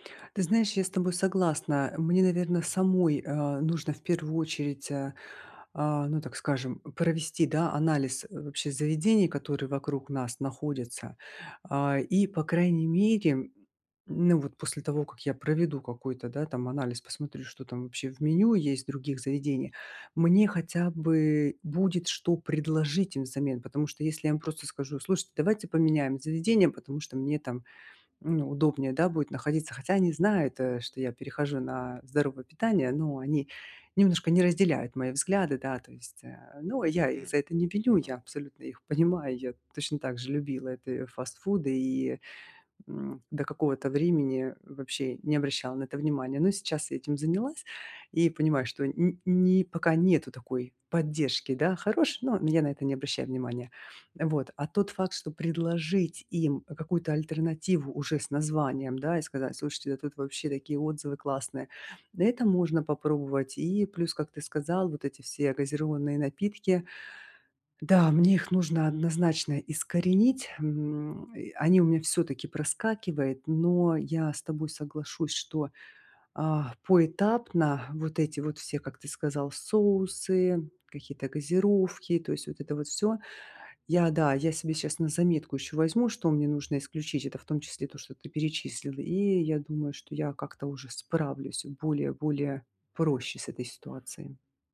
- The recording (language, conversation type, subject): Russian, advice, Как мне сократить употребление переработанных продуктов и выработать полезные пищевые привычки для здоровья?
- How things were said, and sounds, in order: none